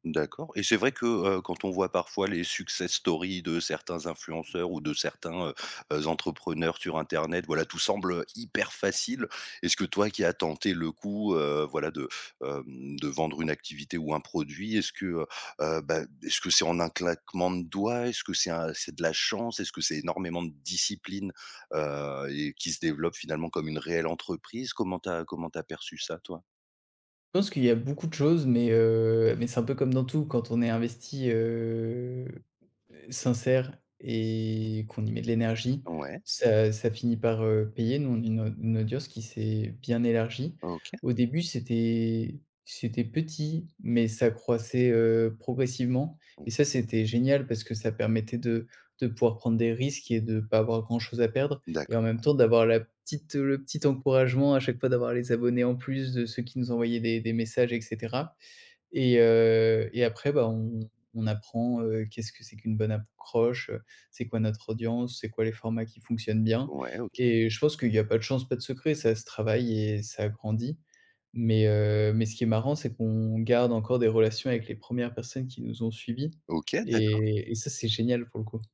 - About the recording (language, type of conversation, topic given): French, podcast, Est-ce que tu trouves que le temps passé en ligne nourrit ou, au contraire, vide les liens ?
- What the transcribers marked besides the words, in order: stressed: "hyper facile"; tapping; stressed: "discipline"; drawn out: "heu"; other background noise; "accroche" said as "apcroche"; drawn out: "et"